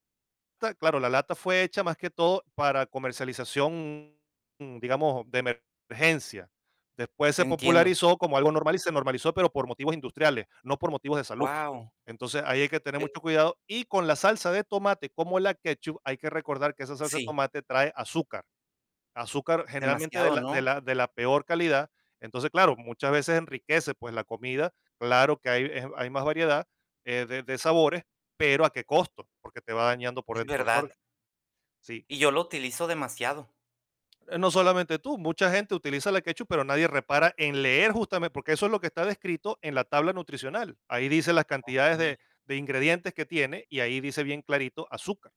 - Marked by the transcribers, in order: distorted speech; tapping
- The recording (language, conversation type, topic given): Spanish, advice, ¿Cómo puedo dejar de aburrirme de las mismas recetas saludables y encontrar ideas nuevas?